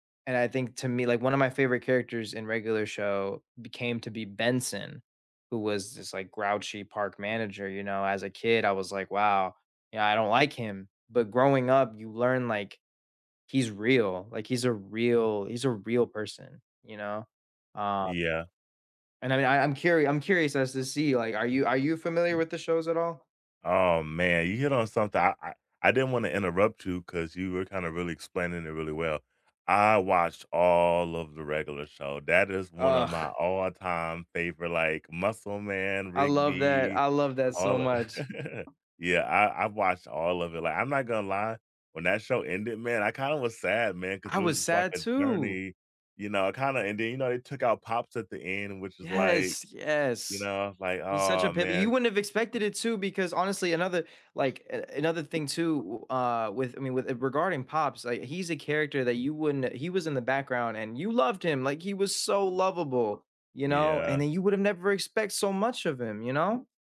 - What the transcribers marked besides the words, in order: other background noise; drawn out: "all"; disgusted: "Ugh"; chuckle; tapping
- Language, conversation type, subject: English, unstructured, Which nostalgic cartoons shaped your childhood, and which lines do you still quote today?
- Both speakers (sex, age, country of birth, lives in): male, 18-19, United States, United States; male, 35-39, United States, United States